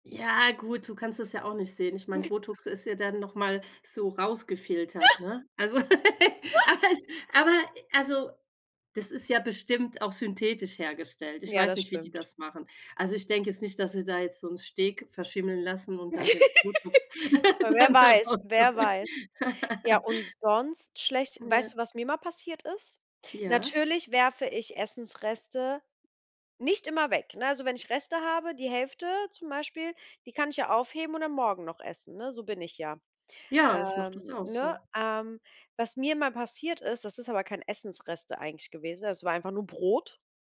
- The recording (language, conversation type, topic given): German, unstructured, Wie gehst du mit Essensresten um, die unangenehm riechen?
- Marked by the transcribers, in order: chuckle; giggle; laugh; laugh; giggle; laughing while speaking: "dann herausholen"; laugh